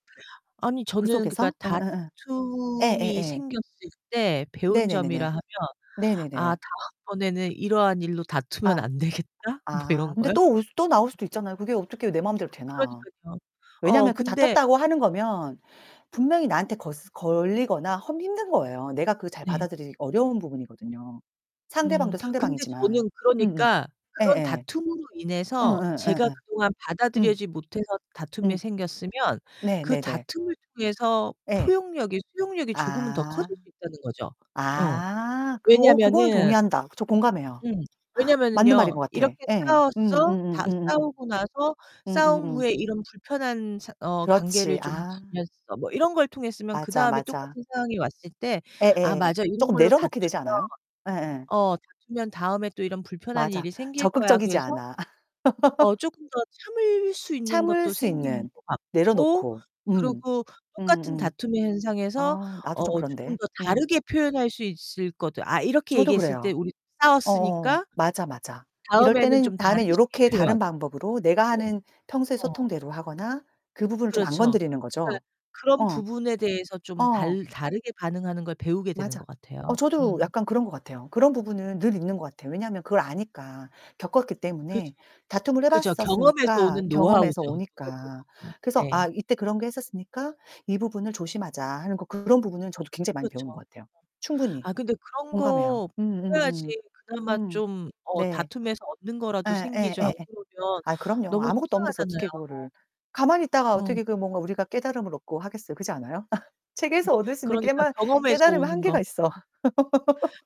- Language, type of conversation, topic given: Korean, unstructured, 다툼이 오히려 좋은 추억으로 남은 경험이 있으신가요?
- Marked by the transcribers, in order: distorted speech; other background noise; tapping; laughing while speaking: "되겠다.' 뭐"; laugh; laugh; laugh